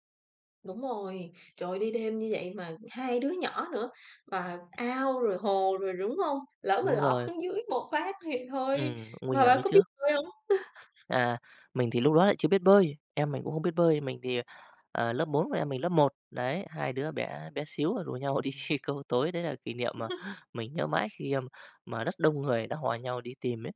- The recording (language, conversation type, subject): Vietnamese, podcast, Kỉ niệm nào gắn liền với một sở thích thời thơ ấu của bạn?
- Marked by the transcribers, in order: tapping; laugh; laughing while speaking: "đi"; laugh